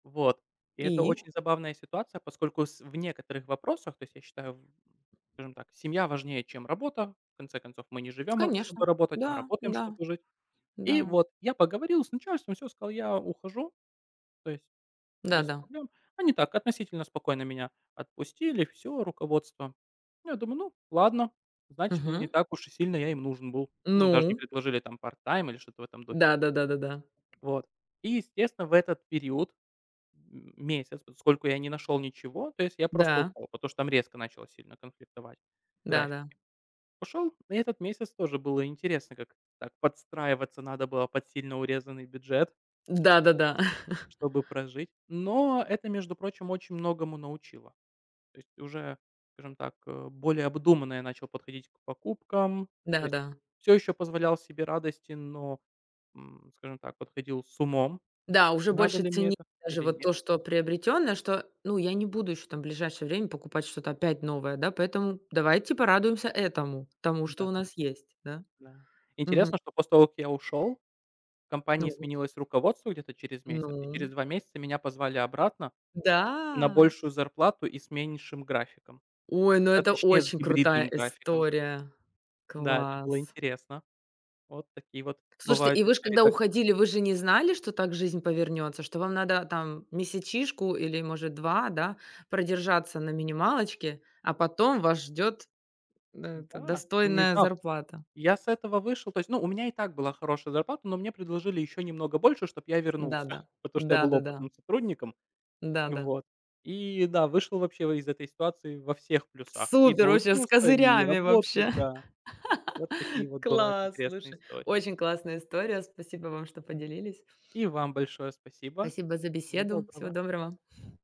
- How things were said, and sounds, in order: in English: "part time"; tapping; chuckle; laugh; other background noise
- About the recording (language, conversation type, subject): Russian, unstructured, Как вы обычно планируете личный бюджет?